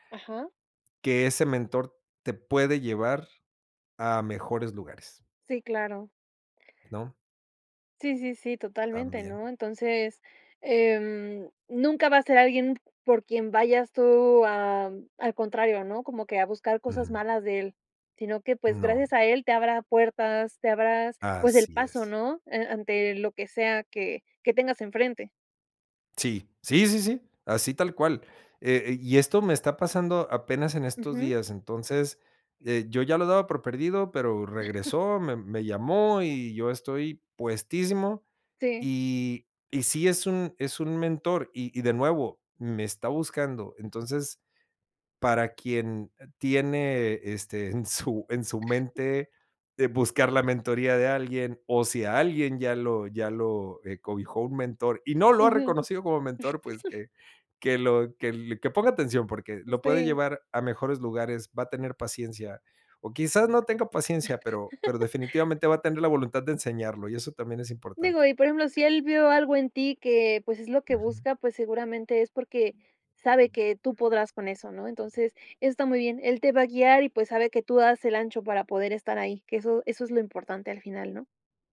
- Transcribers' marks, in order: chuckle; laughing while speaking: "su"; chuckle; chuckle; chuckle; other background noise
- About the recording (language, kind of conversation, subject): Spanish, podcast, ¿Qué esperas de un buen mentor?